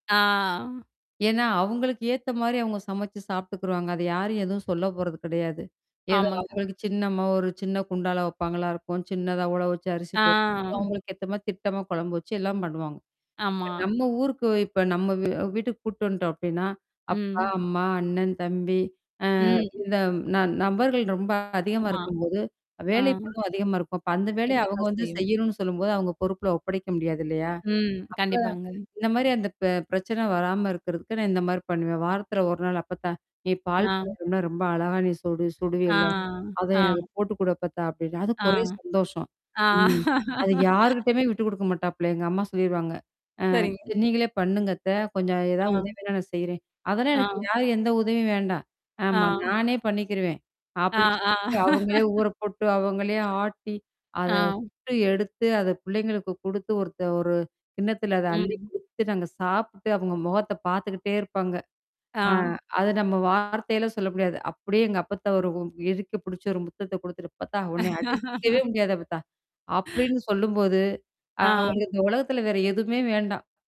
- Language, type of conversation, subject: Tamil, podcast, பாட்டி தாத்தா வீட்டுக்கு வந்து வீட்டுப்பணி அல்லது குழந்தைப் பராமரிப்பில் உதவச் சொன்னால், அதை நீங்கள் எப்படி ஏற்றுக்கொள்வீர்கள்?
- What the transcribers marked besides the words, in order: drawn out: "ஆ"; tapping; distorted speech; drawn out: "ஆ"; laugh; laugh; laugh